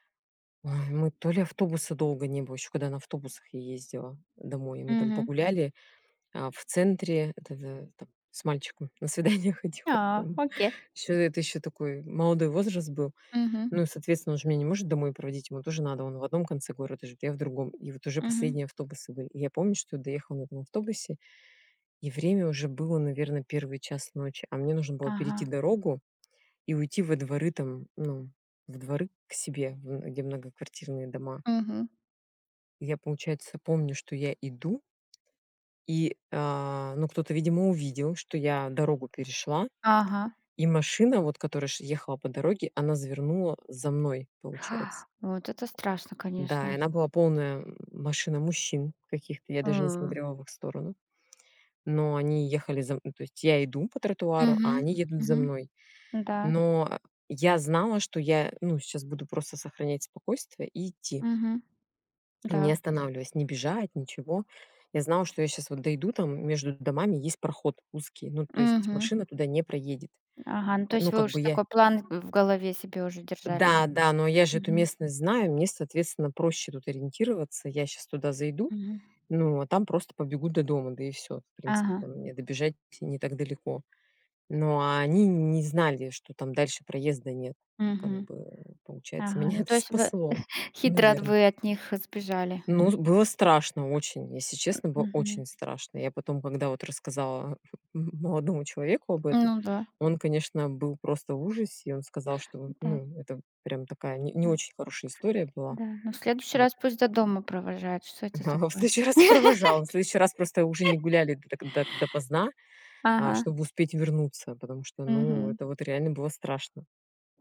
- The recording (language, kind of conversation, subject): Russian, unstructured, Почему, по-вашему, люди боятся выходить на улицу вечером?
- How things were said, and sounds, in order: laughing while speaking: "на свидание ходила"; tapping; laughing while speaking: "меня это"; chuckle; grunt; laughing while speaking: "следующий раз и провожал"; laugh